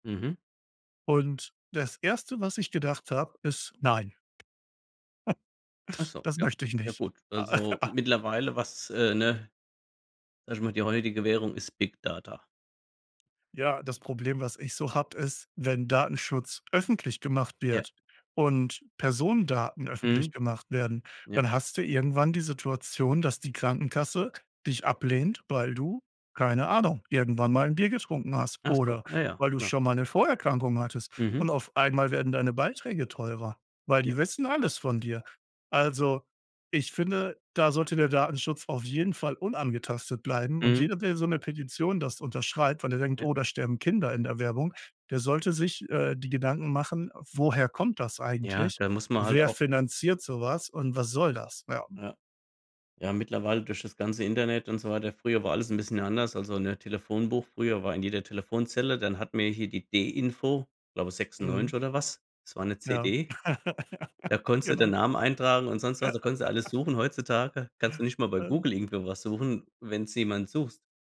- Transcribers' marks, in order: other background noise; chuckle; laugh; laugh; laughing while speaking: "Ja"; laugh
- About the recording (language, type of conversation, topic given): German, unstructured, Wie wichtig ist dir Datenschutz im Internet?